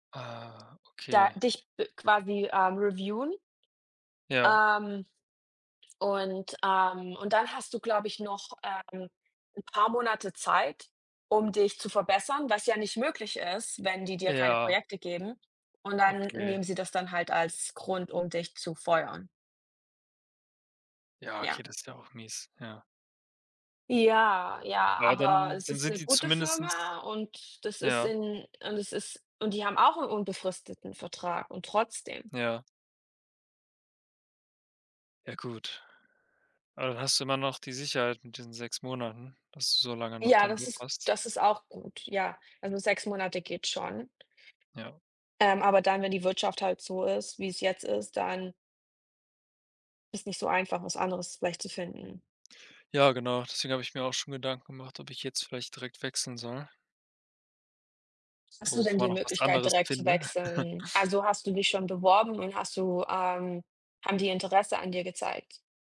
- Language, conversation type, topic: German, unstructured, Was war deine aufregendste Entdeckung auf einer Reise?
- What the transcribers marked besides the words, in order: other background noise; "zumindest" said as "zumindestens"; chuckle